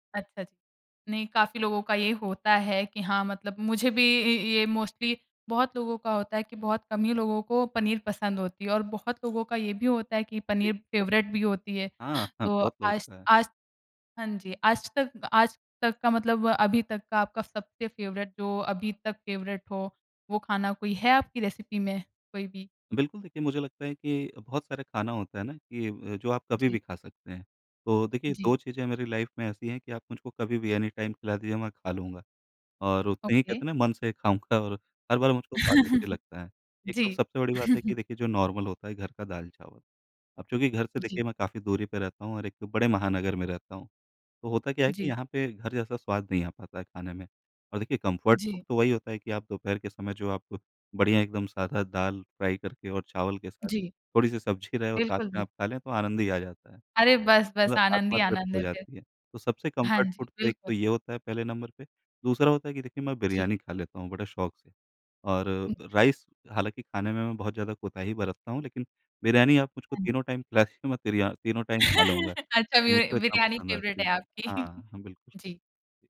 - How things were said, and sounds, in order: in English: "मोस्टली"; tapping; in English: "फ़ेवरेट"; in English: "फ़ेवरेट"; in English: "फ़ेवरेट"; in English: "रेसिपी"; in English: "लाइफ"; in English: "एनीटाइम"; in English: "ओके"; chuckle; in English: "नॉर्मल"; in English: "कंफ़र्ट फ़ूड"; in English: "फ़्राई"; in English: "कंफ़र्ट फ़ूड"; in English: "नंबर"; in English: "राइस"; in English: "टाइम"; laugh; in English: "टाइम"; in English: "फ़ेवरेट"; chuckle
- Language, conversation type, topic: Hindi, podcast, आपकी सबसे यादगार स्वाद की खोज कौन सी रही?